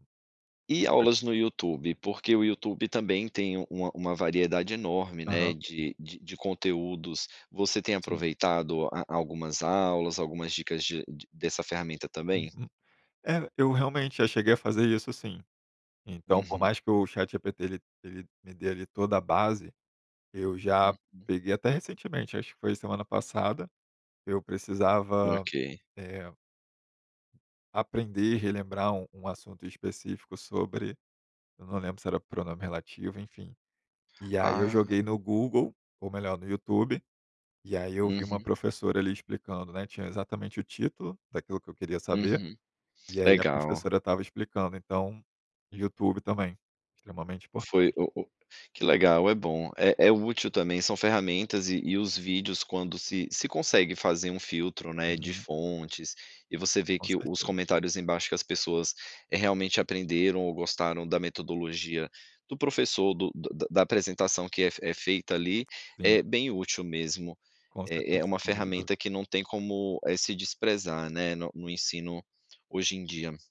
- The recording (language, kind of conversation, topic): Portuguese, podcast, Como a tecnologia ajuda ou atrapalha seus estudos?
- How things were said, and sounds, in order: unintelligible speech; tapping